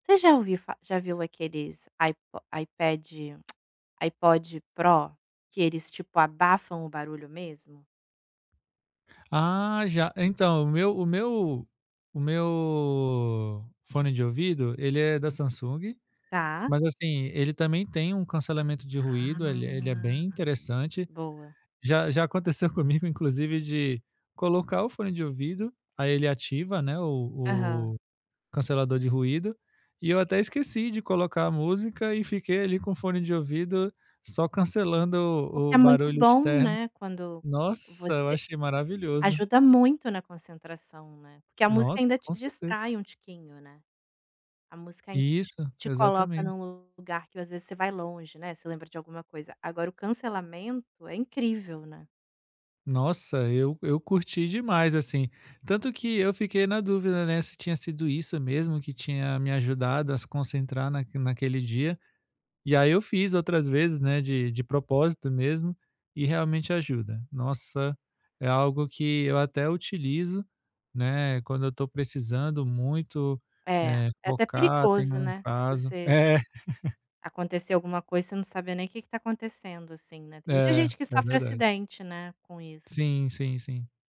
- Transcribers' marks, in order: tongue click; tapping; drawn out: "meu"; drawn out: "Ah"; laughing while speaking: "é"; laugh
- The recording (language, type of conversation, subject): Portuguese, advice, Como posso reorganizar minha casa para mudar meus hábitos?